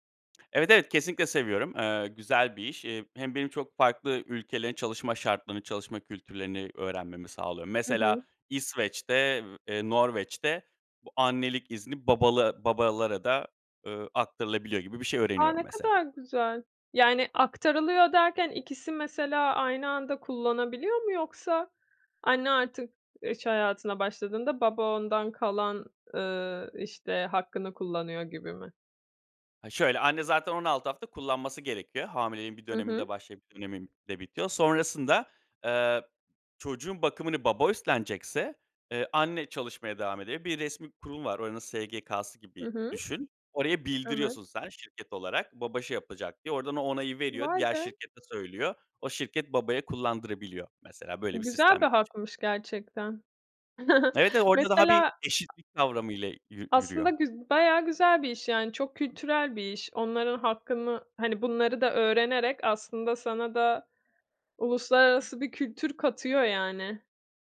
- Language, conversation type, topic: Turkish, podcast, Bu iş hayatını nasıl etkiledi ve neleri değiştirdi?
- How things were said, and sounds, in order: other background noise; unintelligible speech; chuckle